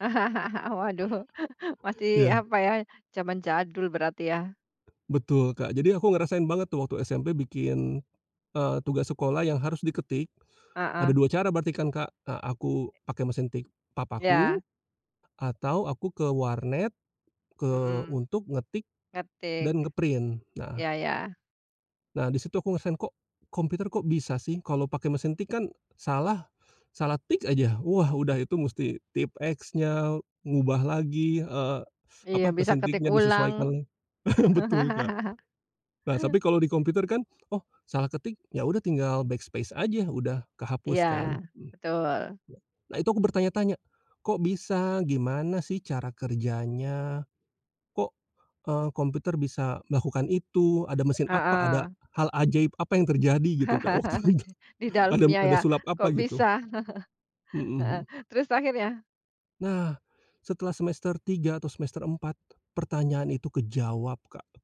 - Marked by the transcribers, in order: chuckle; other background noise; in English: "nge-print"; chuckle; in English: "backspace"; chuckle; laughing while speaking: "waktu itu"; tapping; chuckle
- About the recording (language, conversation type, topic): Indonesian, podcast, Pernahkah kamu mengalami momen “aha!” saat belajar, dan bisakah kamu menceritakan bagaimana momen itu terjadi?